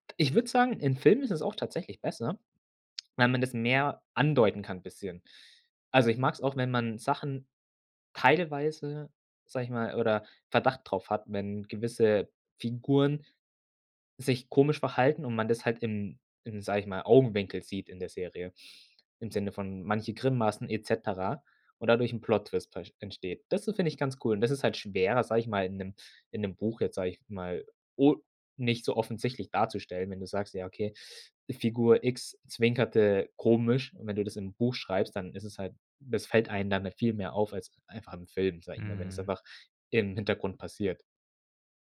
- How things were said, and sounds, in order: none
- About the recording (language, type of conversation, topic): German, podcast, Was kann ein Film, was ein Buch nicht kann?